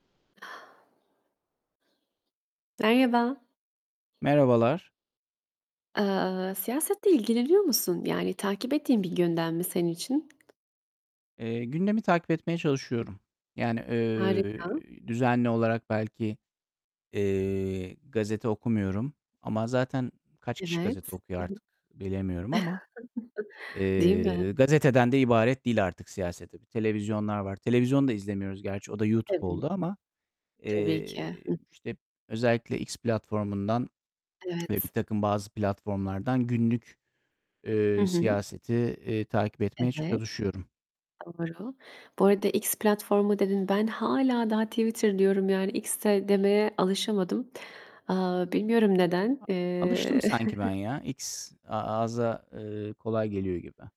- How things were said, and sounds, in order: other background noise; distorted speech; chuckle; other noise; chuckle
- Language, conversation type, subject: Turkish, unstructured, Gençlerin siyasete katılması neden önemlidir?